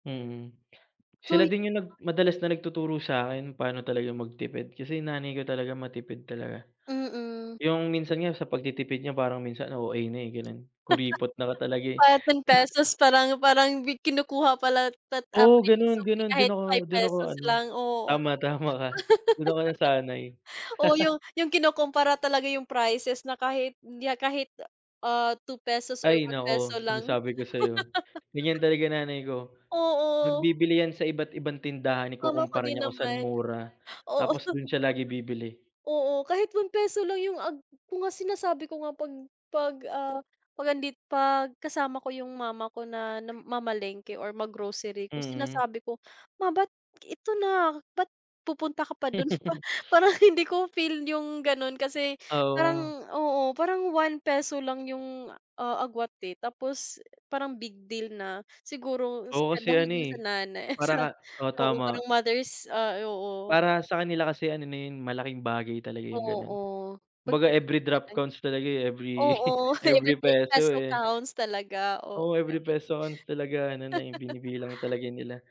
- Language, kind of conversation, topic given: Filipino, unstructured, Paano mo pinaplano ang iyong badyet buwan-buwan, at ano ang una mong naiisip kapag pinag-uusapan ang pagtitipid?
- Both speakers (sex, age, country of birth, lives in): female, 25-29, Philippines, Philippines; male, 25-29, Philippines, Philippines
- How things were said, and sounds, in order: tapping; chuckle; chuckle; background speech; laugh; laugh; chuckle; giggle; laughing while speaking: "parang"; other background noise; unintelligible speech; chuckle; giggle